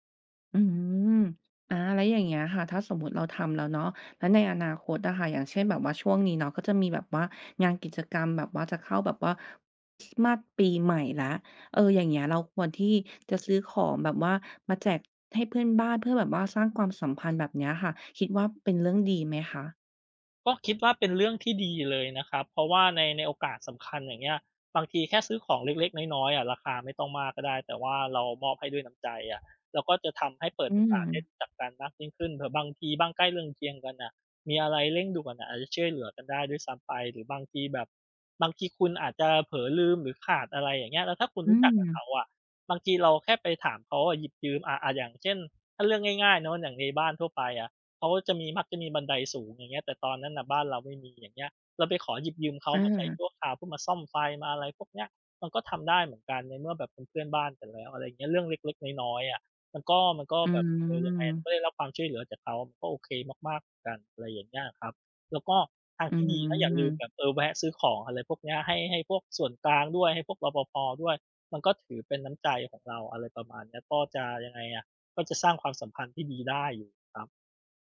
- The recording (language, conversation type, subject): Thai, advice, ย้ายบ้านไปพื้นที่ใหม่แล้วรู้สึกเหงาและไม่คุ้นเคย ควรทำอย่างไรดี?
- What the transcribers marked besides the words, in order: tapping